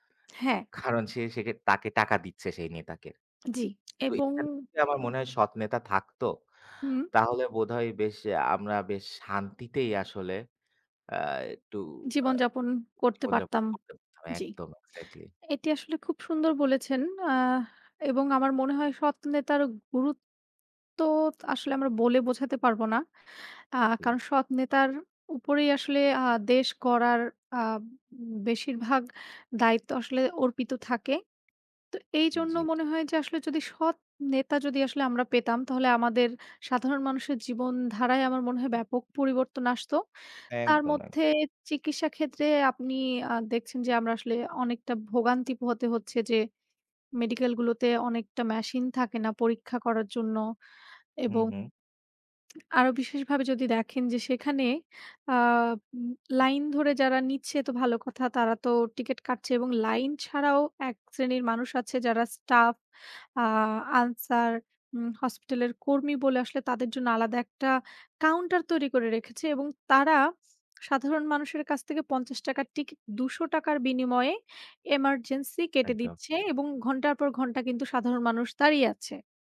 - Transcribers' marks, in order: lip smack
- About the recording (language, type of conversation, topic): Bengali, unstructured, রাজনীতিতে সৎ নেতৃত্বের গুরুত্ব কেমন?